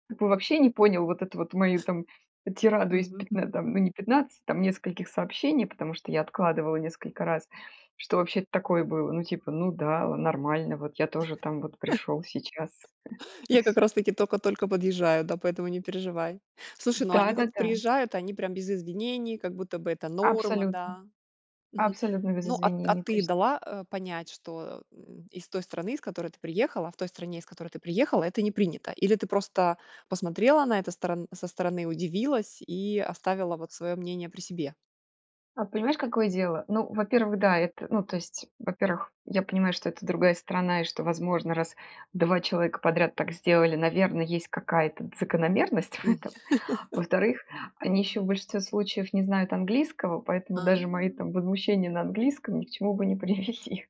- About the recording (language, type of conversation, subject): Russian, podcast, Когда вы впервые почувствовали культурную разницу?
- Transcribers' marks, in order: tapping; chuckle; chuckle; other background noise; laughing while speaking: "в этом"; chuckle; drawn out: "А"; laughing while speaking: "привели"